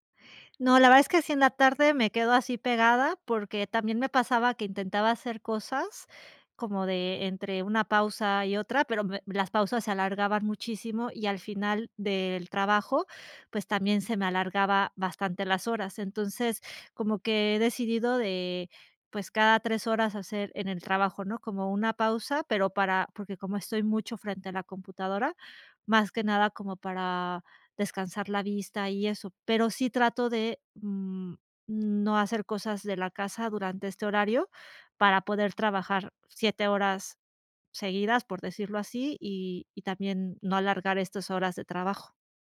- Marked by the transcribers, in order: none
- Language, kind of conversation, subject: Spanish, advice, ¿Cómo puedo mantener mi energía constante durante el día?
- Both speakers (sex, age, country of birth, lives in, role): female, 20-24, Mexico, Mexico, advisor; female, 40-44, Mexico, Spain, user